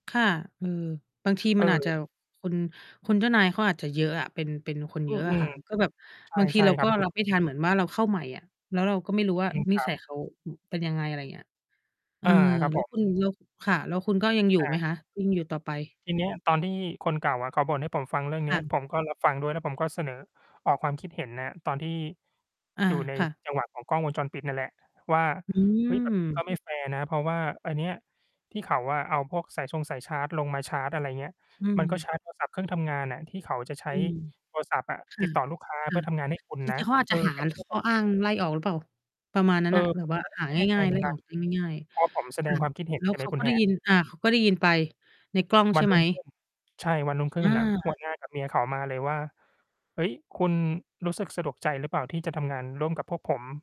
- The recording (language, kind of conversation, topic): Thai, unstructured, คุณเคยเจอเจ้านายที่ทำงานด้วยยากไหม?
- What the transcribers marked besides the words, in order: distorted speech; mechanical hum